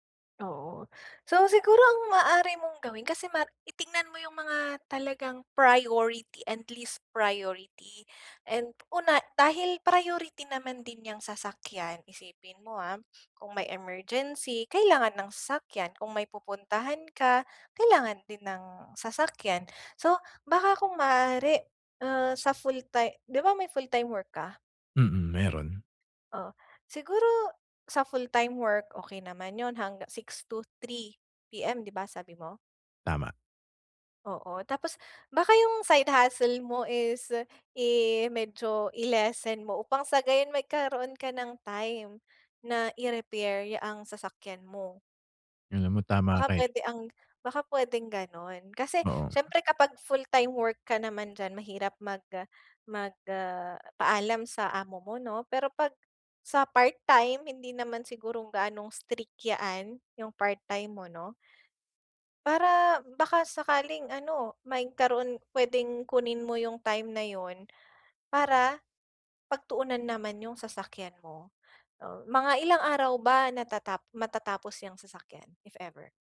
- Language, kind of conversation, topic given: Filipino, advice, Paano ako makakabuo ng regular na malikhaing rutina na maayos at organisado?
- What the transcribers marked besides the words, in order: other background noise; in English: "side hustle"; "'yan" said as "yaan"; "magkaroon" said as "maykaroon"